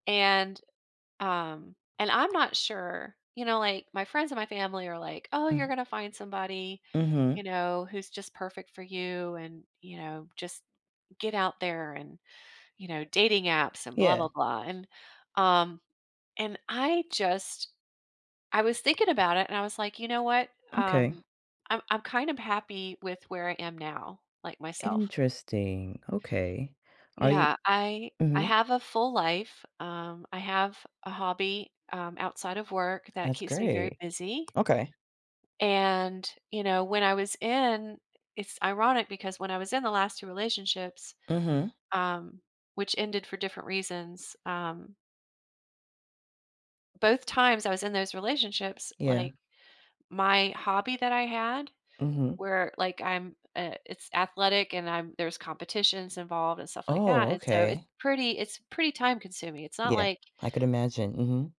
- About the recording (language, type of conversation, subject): English, advice, How can I reach out to an old friend and rebuild trust after a long time apart?
- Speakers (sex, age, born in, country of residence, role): female, 30-34, United States, United States, advisor; female, 55-59, United States, United States, user
- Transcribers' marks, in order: tapping; other background noise